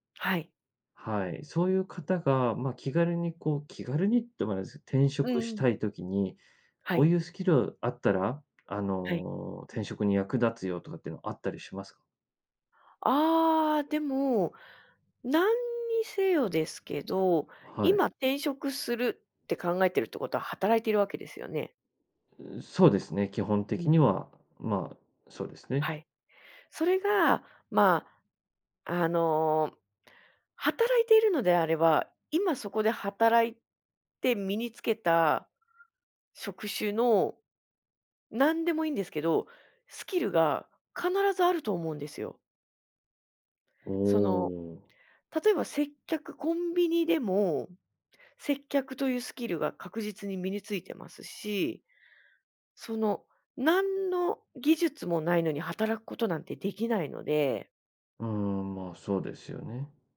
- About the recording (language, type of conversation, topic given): Japanese, podcast, スキルを他の業界でどのように活かせますか？
- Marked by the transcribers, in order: tapping